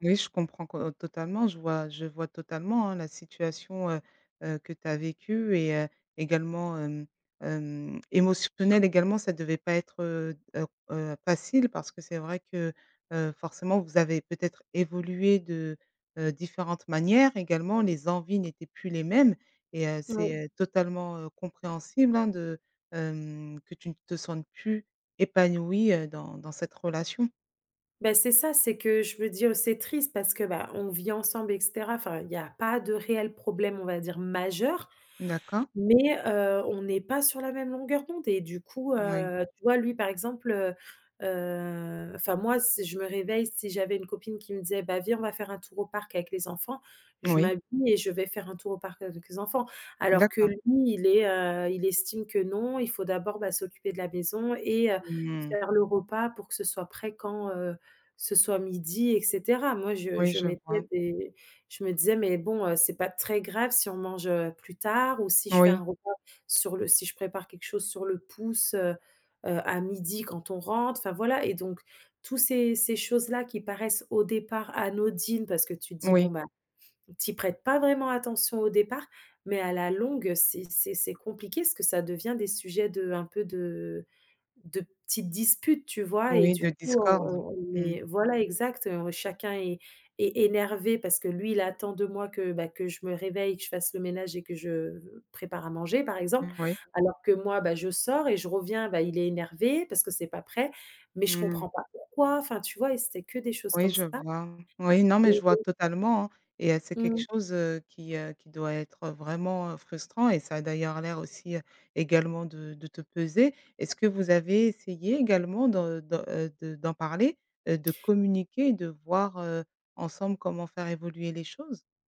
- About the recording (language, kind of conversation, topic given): French, advice, Pourquoi envisagez-vous de quitter une relation stable mais non épanouissante ?
- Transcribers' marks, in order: stressed: "majeur"; tapping; unintelligible speech